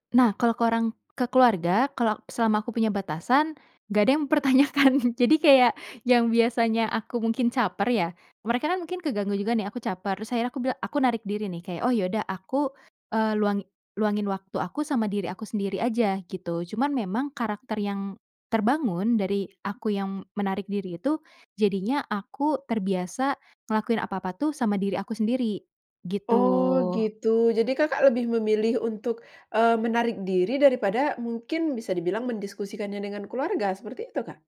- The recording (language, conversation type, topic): Indonesian, podcast, Bagaimana menyampaikan batasan tanpa terdengar kasar atau dingin?
- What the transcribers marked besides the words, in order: laughing while speaking: "mempertanyakan"; chuckle